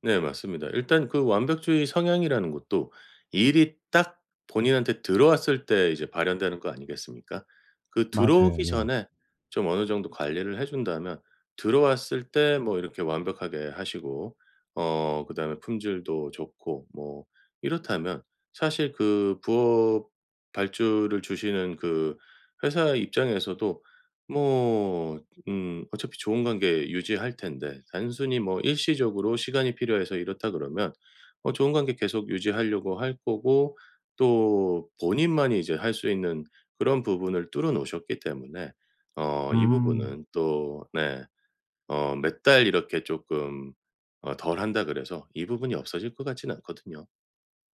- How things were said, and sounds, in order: none
- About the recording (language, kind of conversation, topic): Korean, advice, 매주 정해진 창작 시간을 어떻게 확보할 수 있을까요?